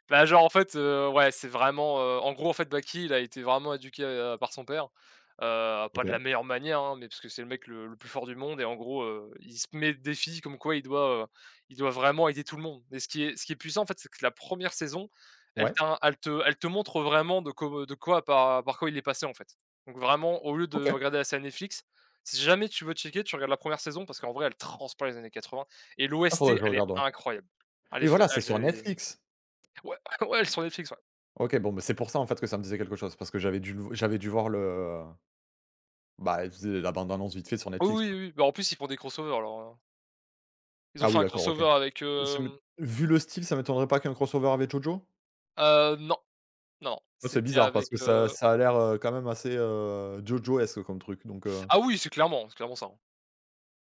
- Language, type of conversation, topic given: French, unstructured, Comment la musique peut-elle changer ton humeur ?
- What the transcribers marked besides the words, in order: tapping; in English: "crossovers"; in English: "crossovers"; in English: "crossovers"